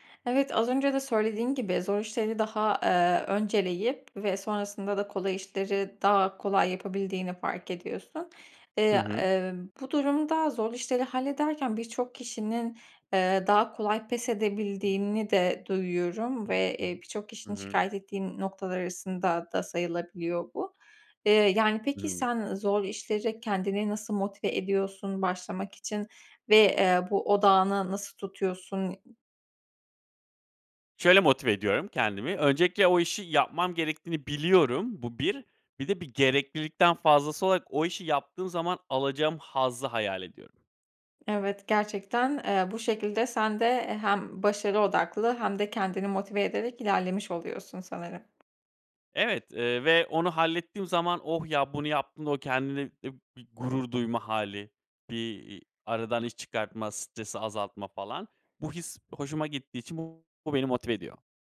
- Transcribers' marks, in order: tapping
- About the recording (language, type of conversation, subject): Turkish, podcast, Gelen bilgi akışı çok yoğunken odaklanmanı nasıl koruyorsun?